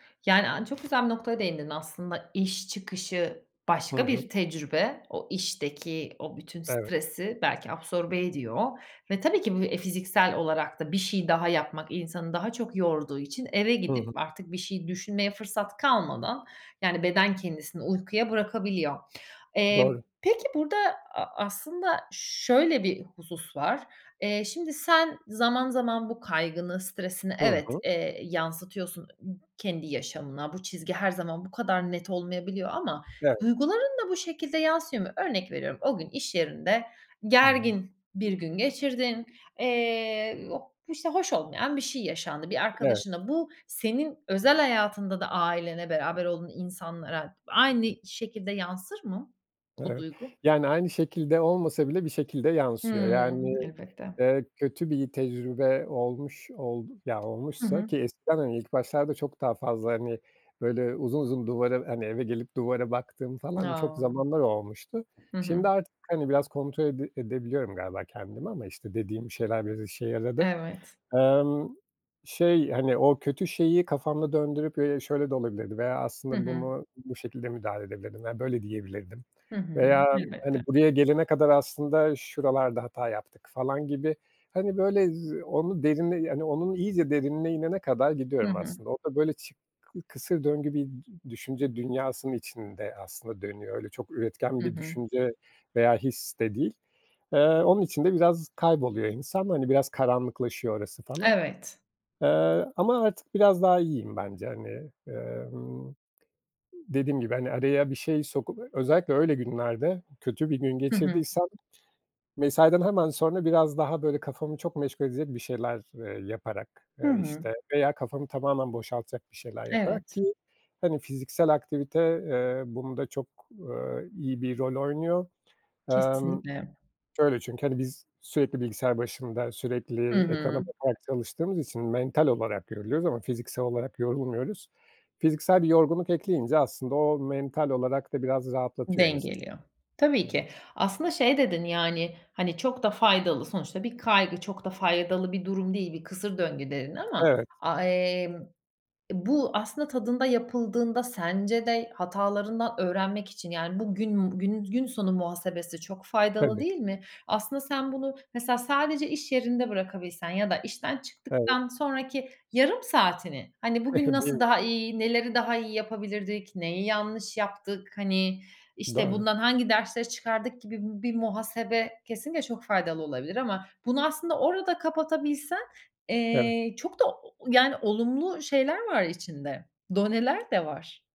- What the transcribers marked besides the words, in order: other background noise; other noise; tapping; chuckle
- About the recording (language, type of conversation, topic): Turkish, podcast, İş-yaşam dengesini korumak için neler yapıyorsun?